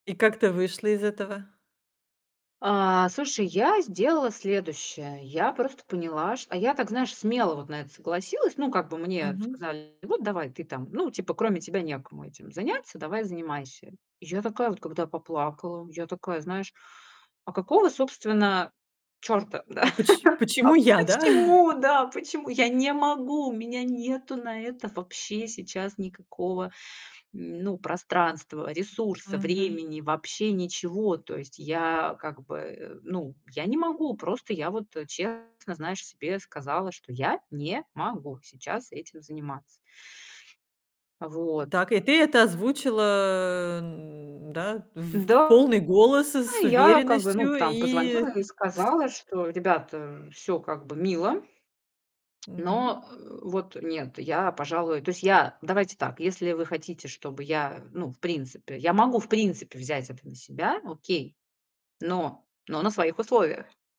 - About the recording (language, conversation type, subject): Russian, podcast, Как ты справляешься с неожиданными переменами?
- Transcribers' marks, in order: distorted speech; chuckle; laughing while speaking: "да?"